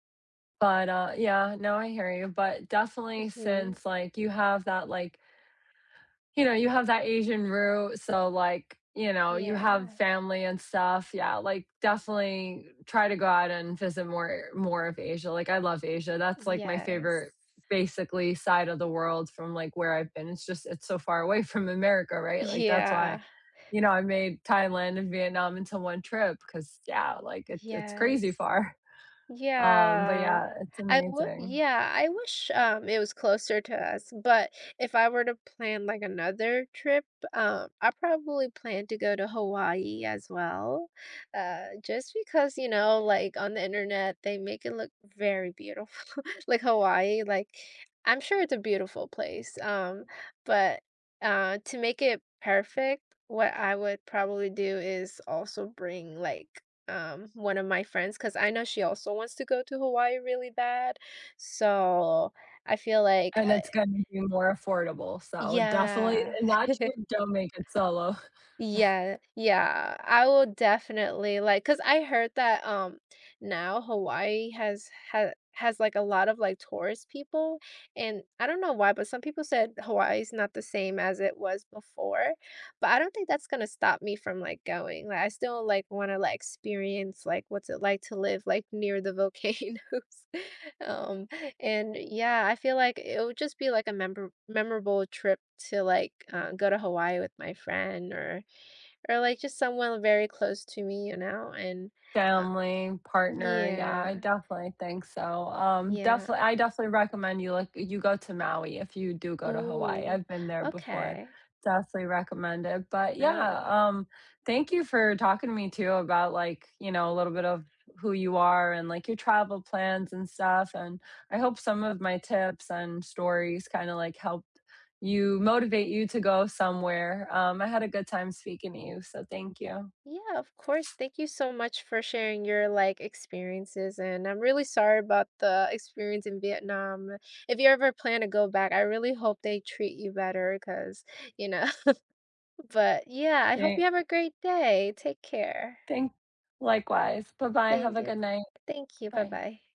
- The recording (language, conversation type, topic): English, unstructured, What kind of trip are you hoping to plan next, and what would make it feel perfect?
- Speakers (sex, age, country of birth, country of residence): female, 20-24, United States, United States; female, 35-39, United States, United States
- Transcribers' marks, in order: drawn out: "Yeah"; drawn out: "Yes"; laughing while speaking: "Yeah"; laughing while speaking: "from"; drawn out: "Yeah"; chuckle; tapping; laughing while speaking: "beautiful"; chuckle; chuckle; laughing while speaking: "volcanoes"; drawn out: "Yeah"; other background noise; laughing while speaking: "know"